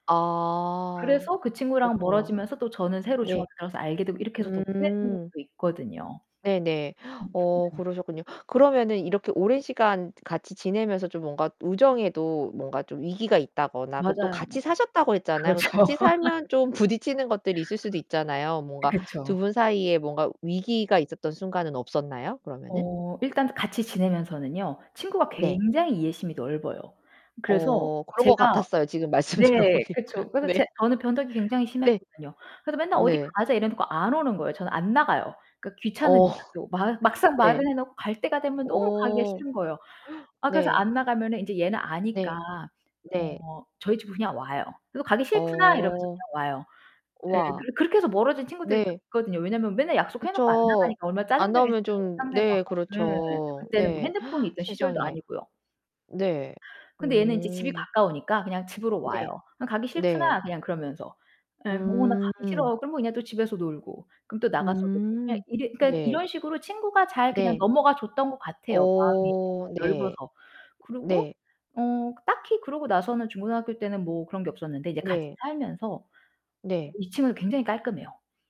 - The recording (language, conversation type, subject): Korean, podcast, 소중한 우정이 시작된 계기를 들려주실래요?
- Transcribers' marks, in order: distorted speech; gasp; static; other background noise; laughing while speaking: "그렇죠"; laugh; laughing while speaking: "부딪히는 것들이"; laughing while speaking: "지금 말씀 들어보니까. 네"; laugh; laugh; gasp; gasp